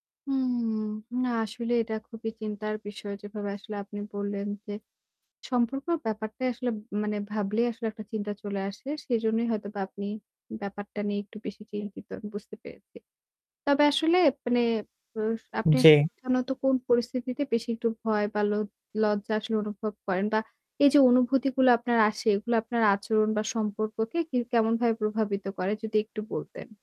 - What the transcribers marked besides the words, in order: static; distorted speech; unintelligible speech
- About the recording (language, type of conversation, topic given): Bengali, advice, সম্পর্ক গড়তে ভয় ও লজ্জা কীভাবে কমাতে পারি?